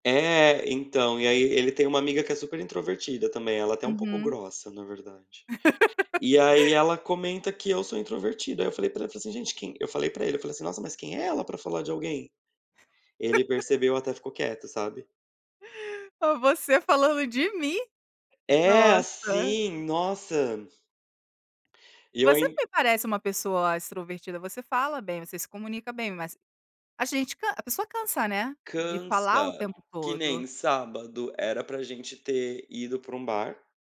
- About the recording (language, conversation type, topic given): Portuguese, advice, Como você se sente em relação ao medo de iniciar um relacionamento por temor de rejeição?
- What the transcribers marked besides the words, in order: laugh; chuckle; tapping